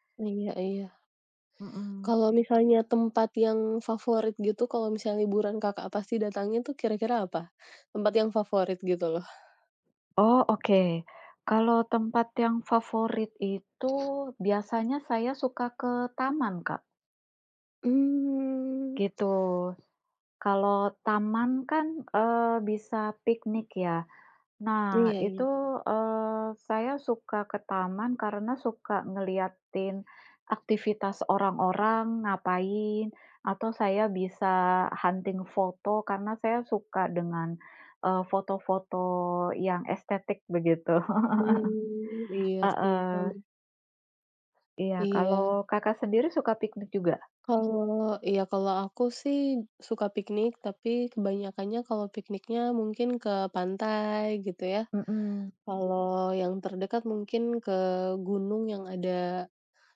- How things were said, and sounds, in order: other background noise; drawn out: "Hmm"; in English: "hunting"; chuckle
- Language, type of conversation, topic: Indonesian, unstructured, Apa kegiatan favoritmu saat libur panjang tiba?